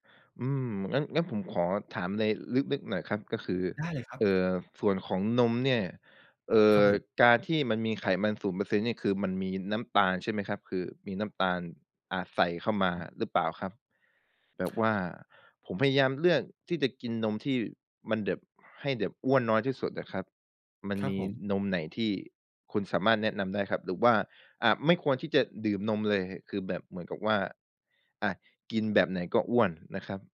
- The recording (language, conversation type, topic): Thai, advice, จะทำอย่างไรดีถ้าอยากกินอาหารเพื่อสุขภาพแต่ยังชอบกินขนมระหว่างวัน?
- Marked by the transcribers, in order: tapping; other background noise